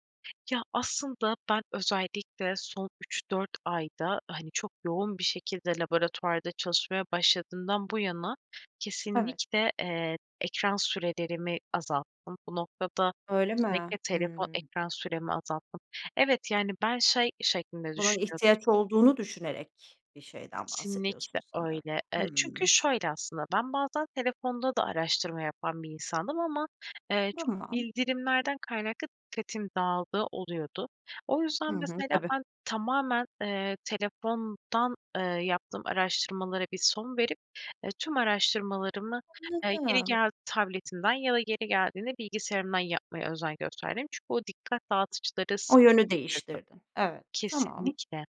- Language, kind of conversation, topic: Turkish, podcast, Kendini geliştirmek için düzenli olarak neler yaparsın?
- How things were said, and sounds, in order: other background noise; unintelligible speech